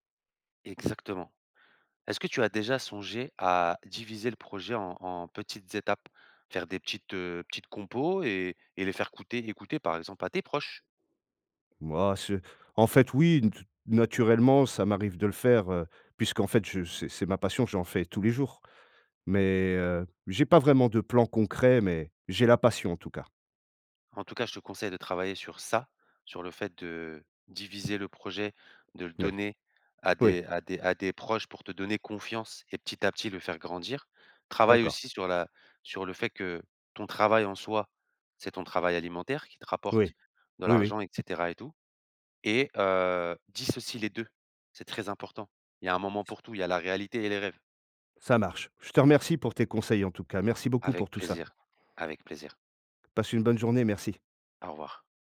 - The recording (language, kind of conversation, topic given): French, advice, Comment dépasser la peur d’échouer qui m’empêche de lancer mon projet ?
- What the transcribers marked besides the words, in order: other background noise; stressed: "ça"; tapping